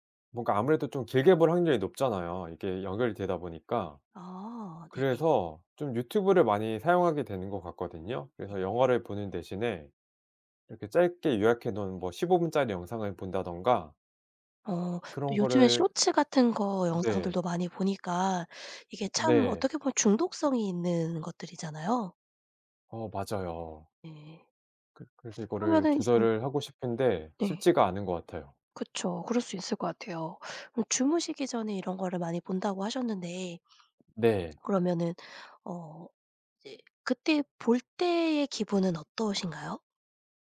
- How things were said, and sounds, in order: other background noise
- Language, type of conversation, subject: Korean, advice, 스마트폰과 미디어 사용을 조절하지 못해 시간을 낭비했던 상황을 설명해 주실 수 있나요?